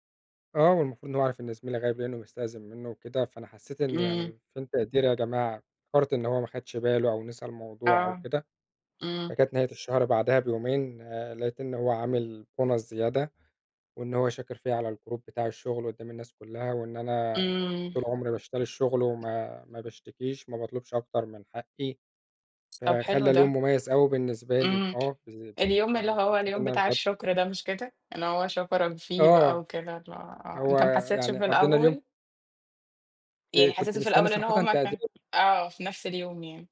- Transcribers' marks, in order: other background noise; tapping; in English: "bonus"; in English: "الgroup"
- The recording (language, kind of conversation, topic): Arabic, unstructured, إيه أحسن يوم عدى عليك في شغلك وليه؟